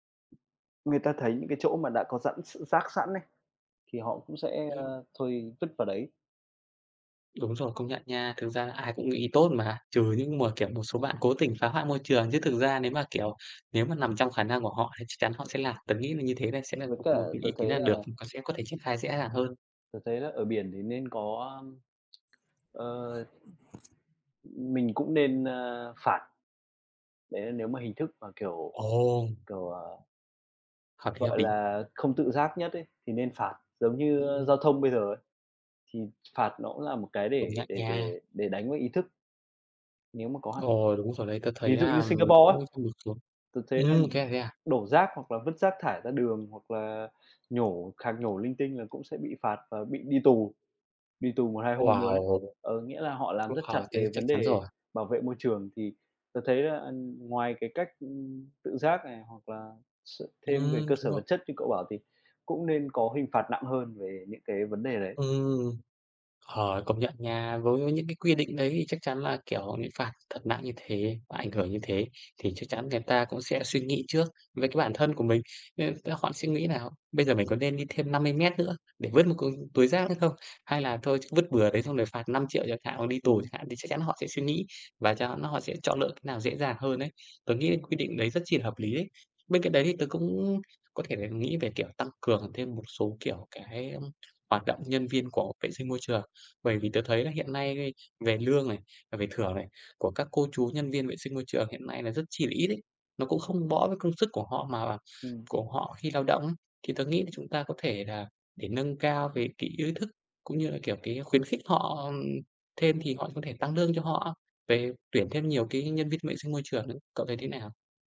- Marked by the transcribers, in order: other background noise; tapping; unintelligible speech; unintelligible speech; unintelligible speech
- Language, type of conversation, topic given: Vietnamese, unstructured, Bạn cảm thấy thế nào khi nhìn thấy biển ngập rác thải nhựa?